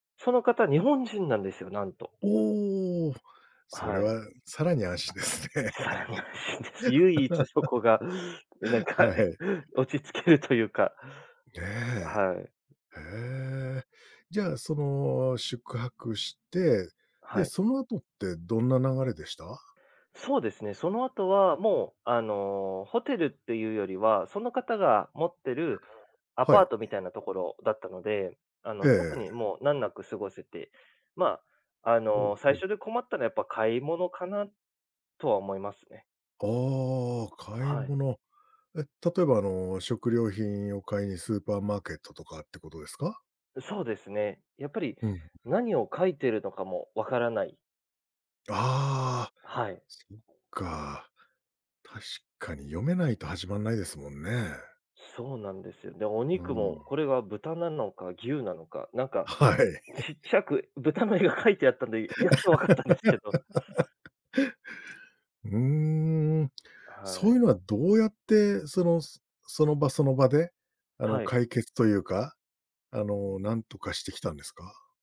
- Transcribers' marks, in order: laughing while speaking: "安心ですね"; laughing while speaking: "更に安心です。唯一そこが、なんか、落ち着けるというか"; laugh; other background noise; other noise; laughing while speaking: "豚の絵が書いてあったんで、やっと分かったんですけど"; laugh
- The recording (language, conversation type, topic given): Japanese, podcast, 言葉が通じない場所で、どのようにコミュニケーションを取りますか？